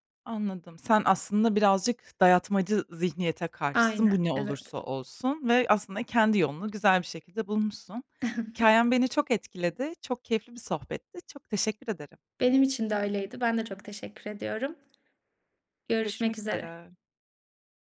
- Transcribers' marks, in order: other background noise; chuckle; tapping
- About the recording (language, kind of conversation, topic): Turkish, podcast, Kendine güvenini nasıl inşa ettin?